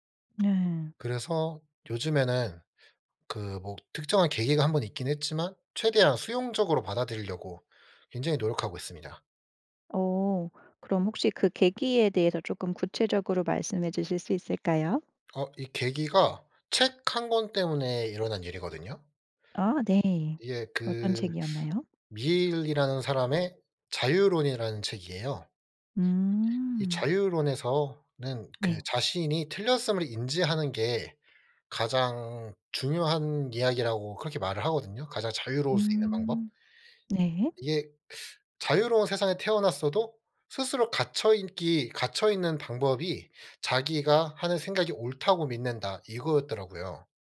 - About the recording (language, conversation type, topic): Korean, podcast, 피드백을 받을 때 보통 어떻게 반응하시나요?
- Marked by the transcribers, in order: other background noise; teeth sucking